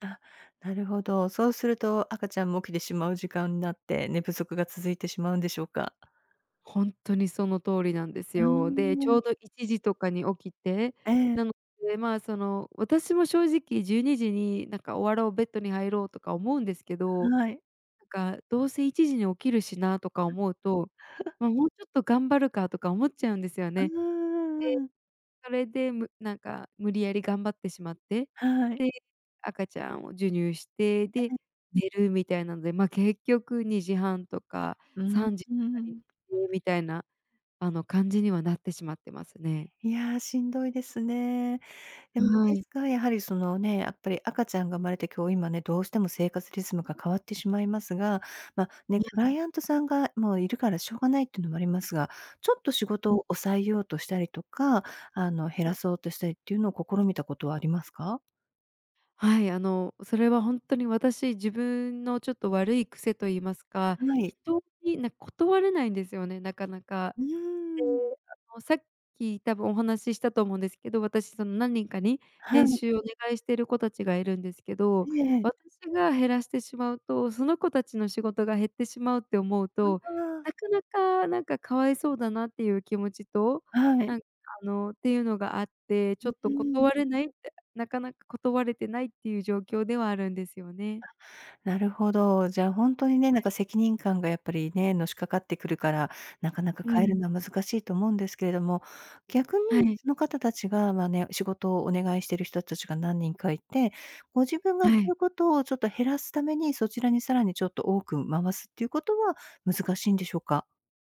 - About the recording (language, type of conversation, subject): Japanese, advice, 仕事が多すぎて終わらないとき、どうすればよいですか？
- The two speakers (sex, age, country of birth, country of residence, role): female, 25-29, Japan, United States, user; female, 55-59, Japan, United States, advisor
- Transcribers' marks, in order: chuckle; tapping; unintelligible speech; other background noise; unintelligible speech; unintelligible speech